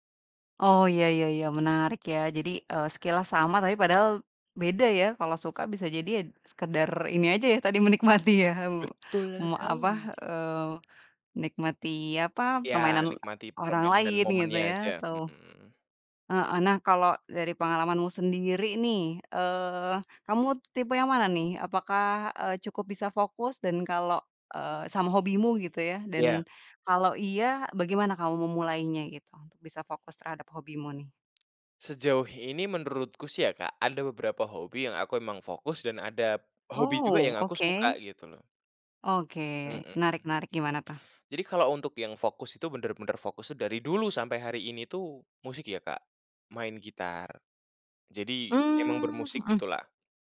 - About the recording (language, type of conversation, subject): Indonesian, podcast, Apa tipsmu untuk pemula yang ingin belajar tetap fokus menekuni hobinya?
- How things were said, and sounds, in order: in English: "skill-nya"; tapping